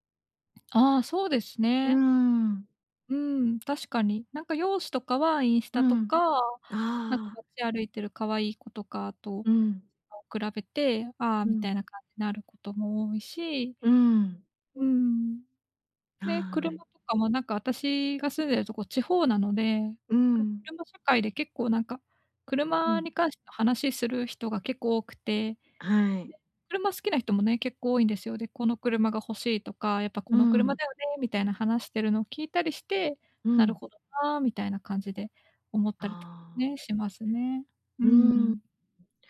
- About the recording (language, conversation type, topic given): Japanese, advice, 他人と比べて落ち込んでしまうとき、どうすれば自信を持てるようになりますか？
- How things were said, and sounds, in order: none